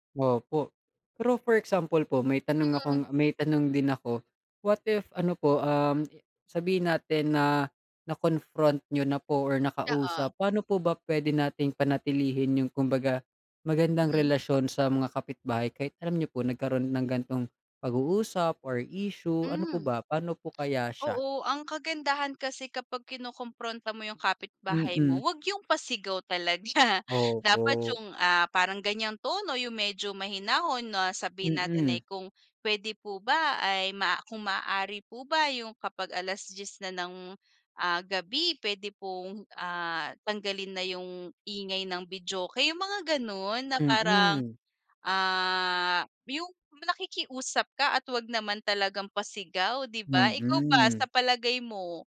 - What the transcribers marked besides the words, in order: other background noise; fan
- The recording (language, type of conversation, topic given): Filipino, unstructured, Ano ang gagawin mo kung may kapitbahay kang palaging maingay sa gabi?